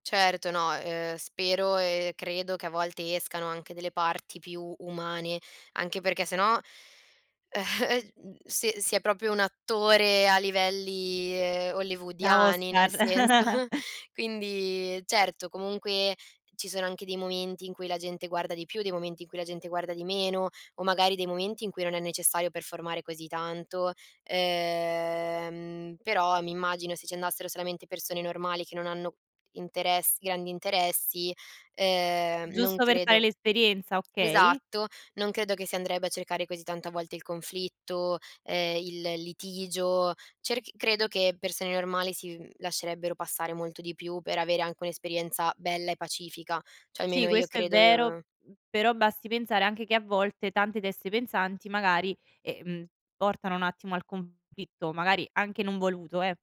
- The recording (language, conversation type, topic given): Italian, podcast, I programmi di realtà raccontano davvero la società o la distorcono?
- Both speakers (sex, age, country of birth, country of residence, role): female, 20-24, Italy, Italy, guest; female, 25-29, Italy, Italy, host
- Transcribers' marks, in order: chuckle; chuckle; giggle; drawn out: "ehm"; "cioè" said as "ceh"